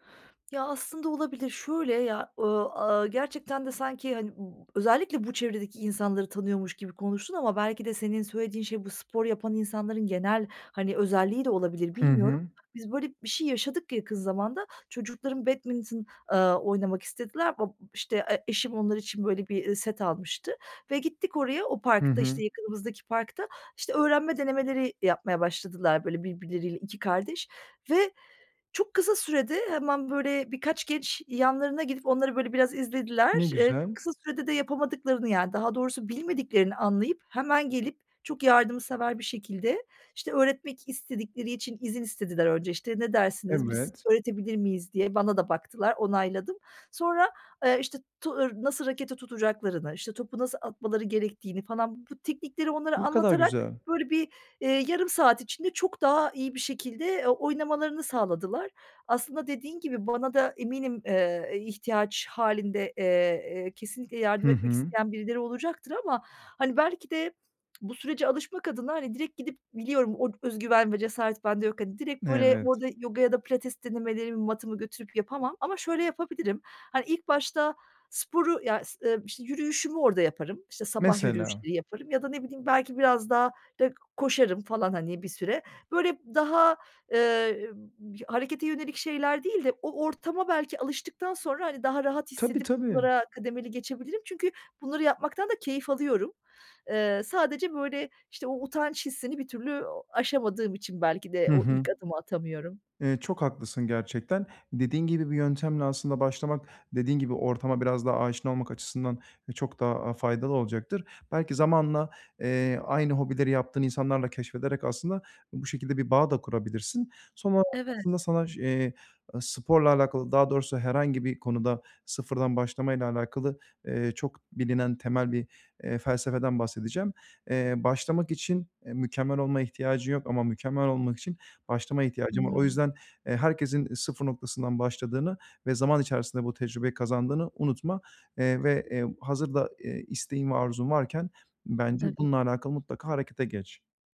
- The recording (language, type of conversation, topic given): Turkish, advice, Motivasyonumu nasıl uzun süre koruyup düzenli egzersizi alışkanlığa dönüştürebilirim?
- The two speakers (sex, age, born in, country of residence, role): female, 40-44, Turkey, Germany, user; male, 30-34, Turkey, Bulgaria, advisor
- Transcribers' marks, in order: tapping; other background noise; lip smack